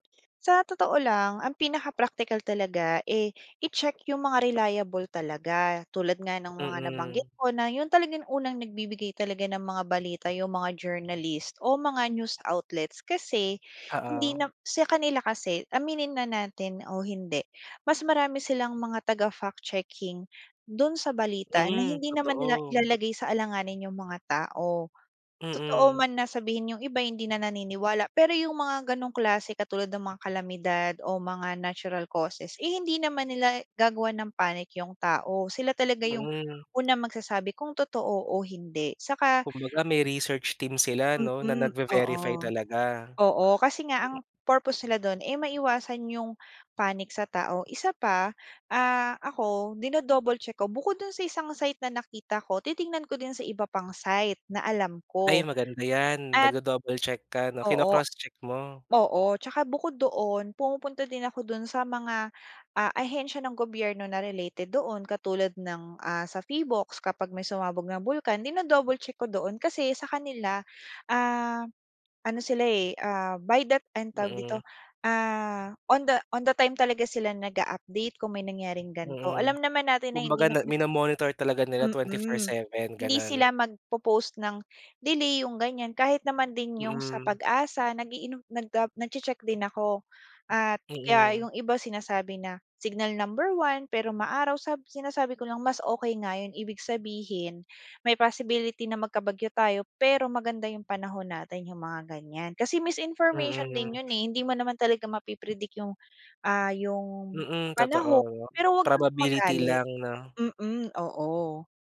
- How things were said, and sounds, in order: in English: "research team"; other background noise
- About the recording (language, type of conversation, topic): Filipino, podcast, Paano mo hinaharap ang mga pekeng balita o maling impormasyon na nakikita mo?